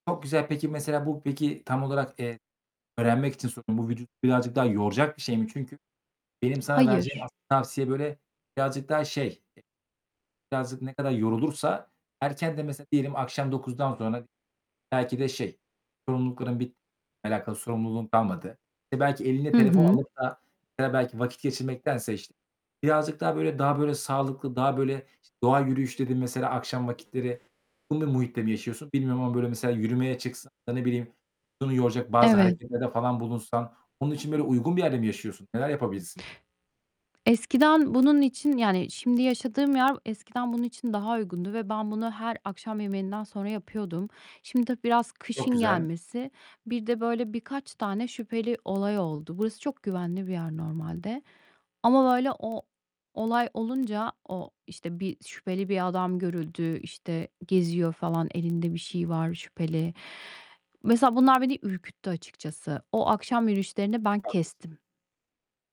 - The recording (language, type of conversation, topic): Turkish, advice, Güne nasıl daha enerjik başlayabilir ve günümü nasıl daha verimli kılabilirim?
- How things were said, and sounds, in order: other background noise; distorted speech; mechanical hum; unintelligible speech; unintelligible speech; tapping